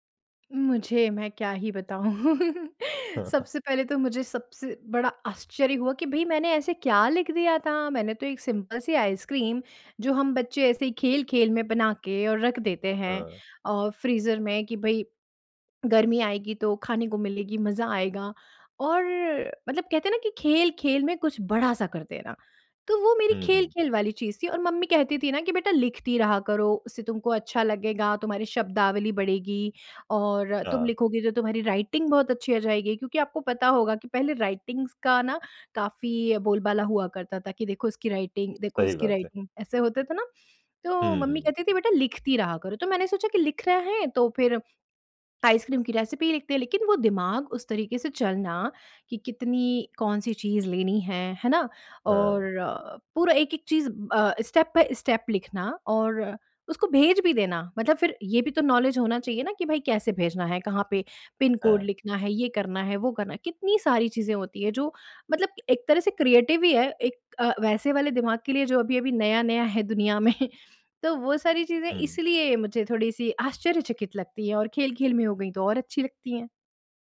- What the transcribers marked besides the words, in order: chuckle; in English: "सिम्पल"; in English: "राइटिंग"; in English: "राइटिंग्स"; in English: "राइटिंग"; in English: "राइटिंग"; in English: "रेसिपी"; in English: "स्टेप बाय स्टेप"; in English: "नॉलेज"; in English: "क्रिएटिव"; chuckle
- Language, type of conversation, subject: Hindi, podcast, आपका पहला यादगार रचनात्मक अनुभव क्या था?